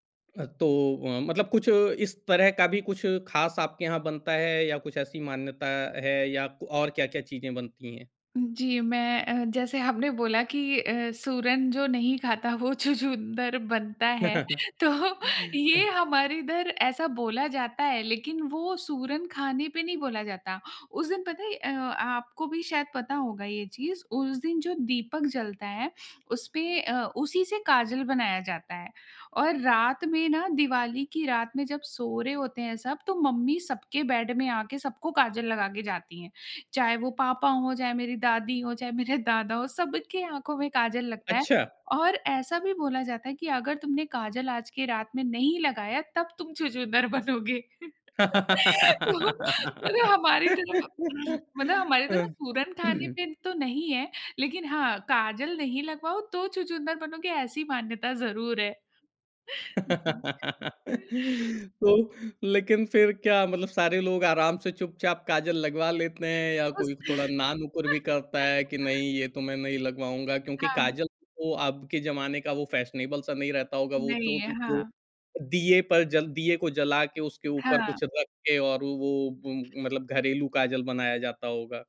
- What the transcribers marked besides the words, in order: laughing while speaking: "आपने बोला"; laughing while speaking: "छछूंदर बनता है। तो ये हमारे इधर"; chuckle; in English: "बेड"; laugh; throat clearing; laughing while speaking: "तुम छछूंदर बनोगे"; chuckle; throat clearing; laughing while speaking: "मतलब हमारी तरफ सूरन खाने पे तो नहीं है"; laugh; laughing while speaking: "तो लेकिन फिर क्या मतलब … मैं नहीं लगवाऊँगा?"; laugh; laughing while speaking: "उस"; laugh; in English: "फ़ैशनेबल"
- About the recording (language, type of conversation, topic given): Hindi, podcast, किसी पुराने रिवाज़ को बचाए और आगे बढ़ाए रखने के व्यावहारिक तरीके क्या हैं?